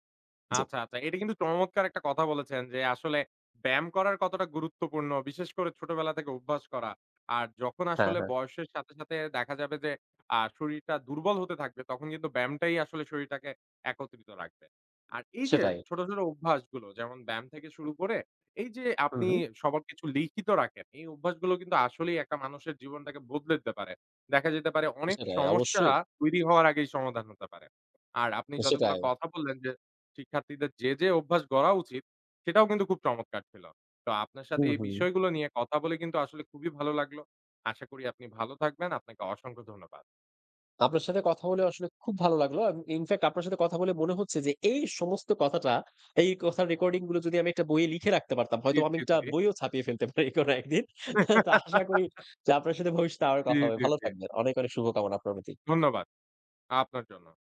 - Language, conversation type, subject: Bengali, podcast, প্রতিদিনের ছোট ছোট অভ্যাস কি তোমার ভবিষ্যৎ বদলে দিতে পারে বলে তুমি মনে করো?
- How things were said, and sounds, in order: in English: "infact"; laughing while speaking: "পারি কোনো একদিন"; laugh